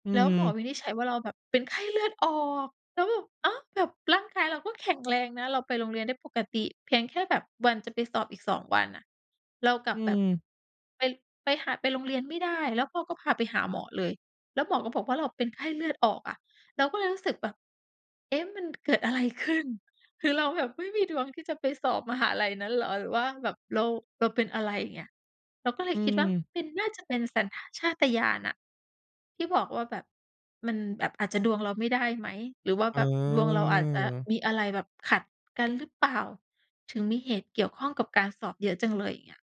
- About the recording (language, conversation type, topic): Thai, podcast, คุณแยกแยะระหว่างสัญชาตญาณกับความกลัวอย่างไร?
- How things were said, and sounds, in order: surprised: "ไข้เลือดออก แล้วแบบ อ้าว !"; tapping; drawn out: "เออ"